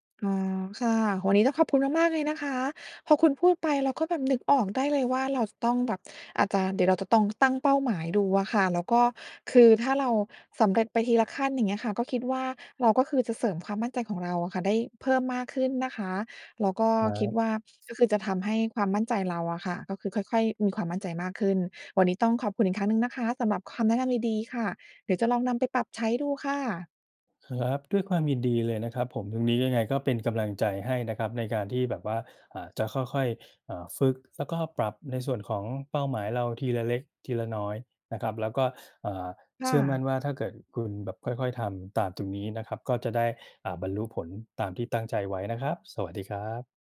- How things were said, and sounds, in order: none
- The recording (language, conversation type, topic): Thai, advice, ฉันจะยอมรับข้อบกพร่องและใช้จุดแข็งของตัวเองได้อย่างไร?